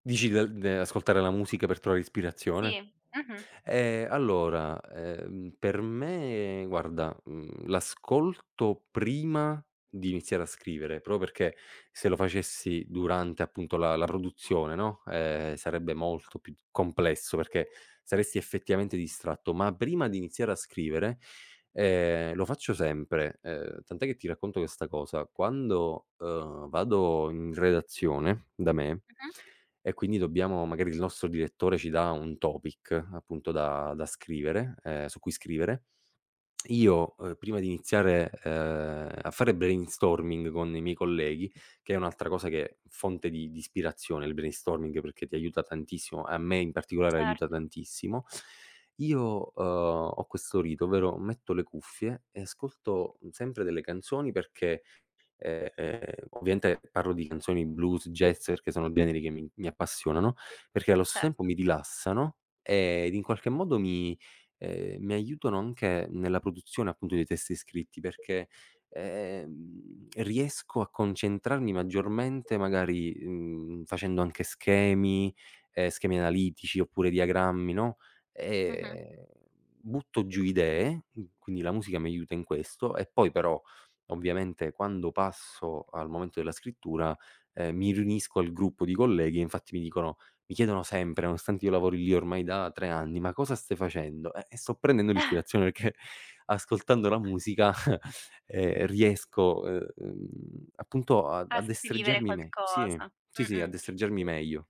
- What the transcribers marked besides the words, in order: tapping; in English: "topic"; drawn out: "uhm"; other background noise; "ovviamente" said as "viaente"; drawn out: "ehm"; drawn out: "ehm"; chuckle; laughing while speaking: "perché"; chuckle; drawn out: "uhm"
- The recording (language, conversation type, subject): Italian, podcast, Da dove prendi di solito l'ispirazione per creare?